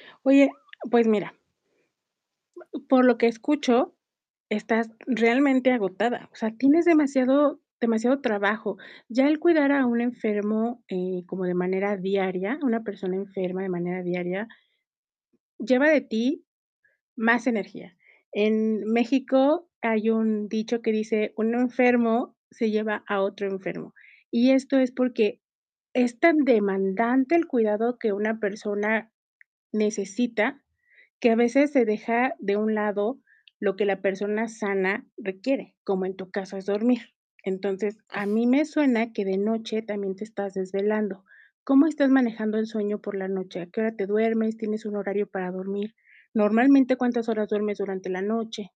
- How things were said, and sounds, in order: static; distorted speech; other noise
- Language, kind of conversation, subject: Spanish, advice, ¿Por qué me siento culpable por dormir siestas necesarias durante el día?